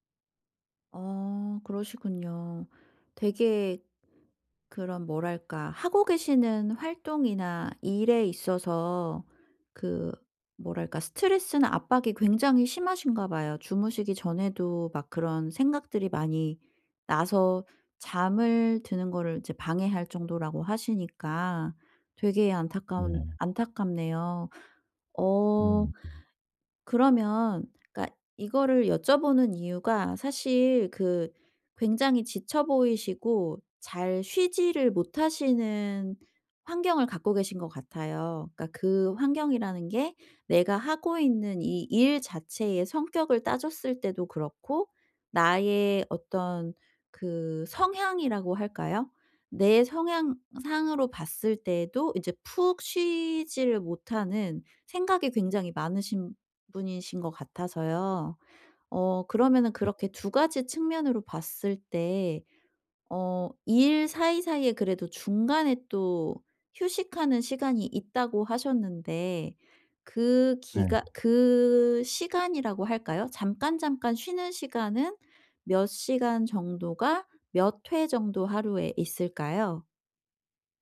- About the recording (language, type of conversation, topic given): Korean, advice, 일상에서 더 자주 쉴 시간을 어떻게 만들 수 있을까요?
- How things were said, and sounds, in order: other background noise